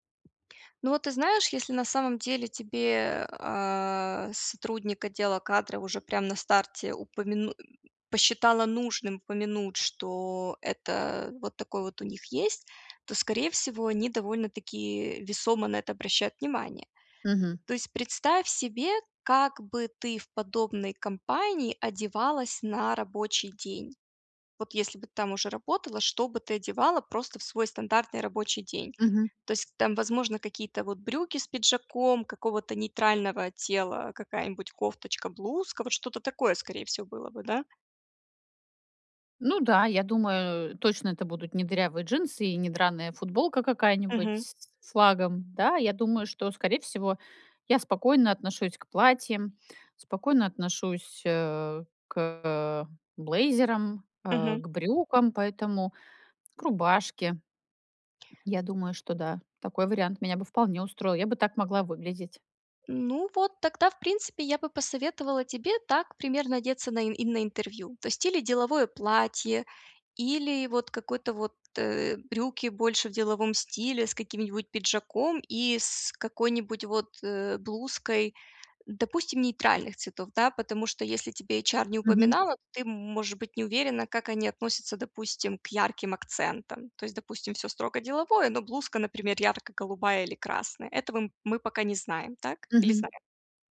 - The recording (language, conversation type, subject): Russian, advice, Как справиться с тревогой перед важными событиями?
- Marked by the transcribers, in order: tapping; grunt; in English: "эйчар"